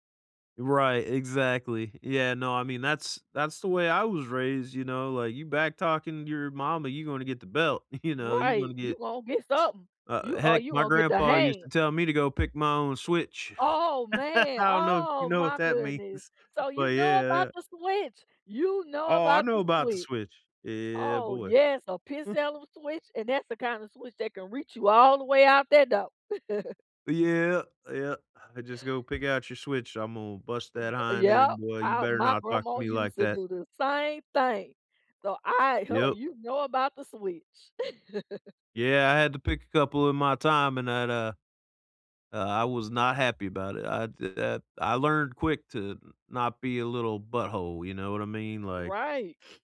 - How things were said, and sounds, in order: laughing while speaking: "you"; scoff; laugh; chuckle; chuckle; stressed: "same"; laugh
- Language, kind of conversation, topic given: English, unstructured, Do you think social media has been spreading more truth or more lies lately?
- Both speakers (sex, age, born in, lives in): female, 40-44, United States, United States; male, 40-44, United States, United States